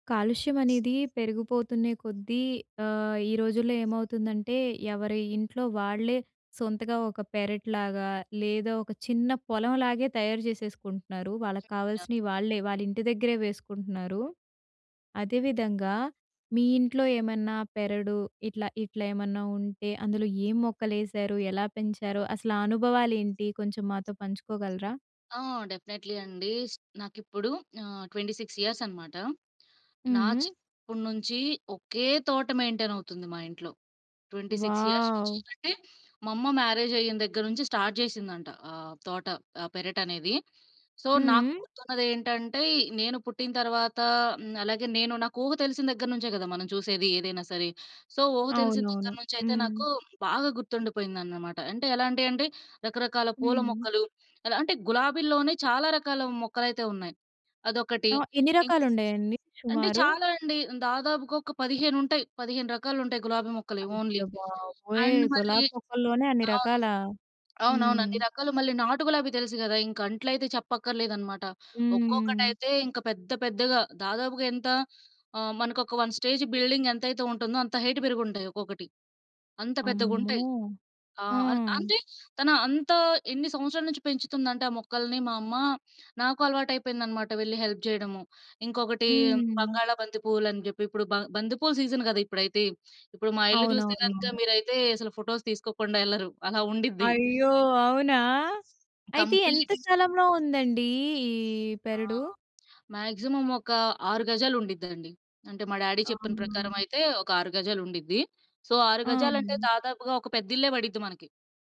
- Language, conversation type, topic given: Telugu, podcast, మీ ఇంటి చిన్న తోట లేదా పెరటి పూల తోట గురించి చెప్పగలరా?
- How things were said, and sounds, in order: other noise; in English: "డెఫినైట్లీ"; in English: "ట్వెంటీ సిక్స్ ఇయర్స్"; in English: "ట్వెంటీ సిక్స్ ఇయర్స్"; in English: "వావ్!"; in English: "స్టార్ట్"; in English: "సో"; in English: "సో"; background speech; in English: "ఓన్లీ. అండ్"; other background noise; in English: "వన్ స్టేజ్ బిల్డింగ్"; in English: "హైట్"; in English: "హెల్ప్"; in English: "సీజన్"; in English: "ఫోటోస్"; in English: "కంప్లీట్"; in English: "మాక్సిమం"; in English: "డాడీ"; in English: "సో"